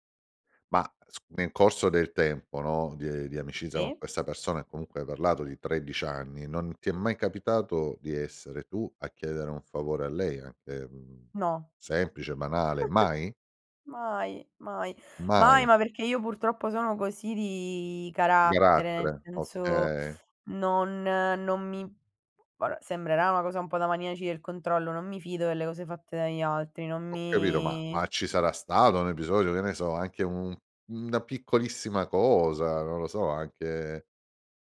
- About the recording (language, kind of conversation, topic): Italian, podcast, Come si può bilanciare il dare e il ricevere favori nella propria rete?
- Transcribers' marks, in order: chuckle; drawn out: "di"; "Carattere" said as "garattere"; "vabbè" said as "varè"; drawn out: "mi"; tapping